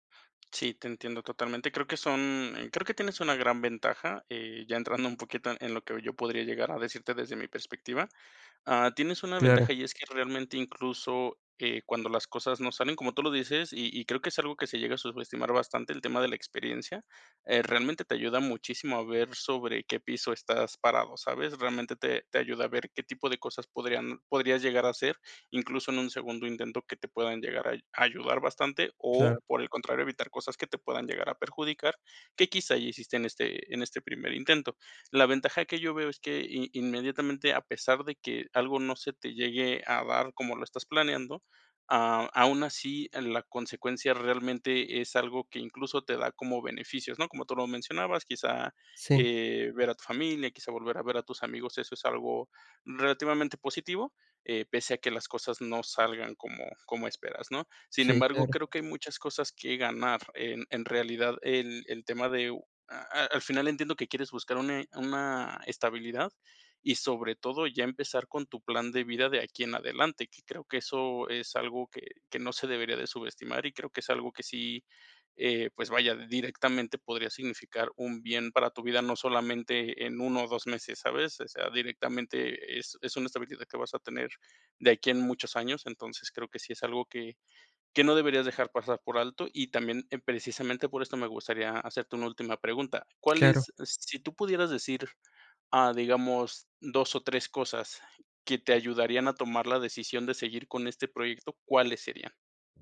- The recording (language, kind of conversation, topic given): Spanish, advice, ¿Cómo puedo tomar decisiones importantes con más seguridad en mí mismo?
- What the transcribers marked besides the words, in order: other background noise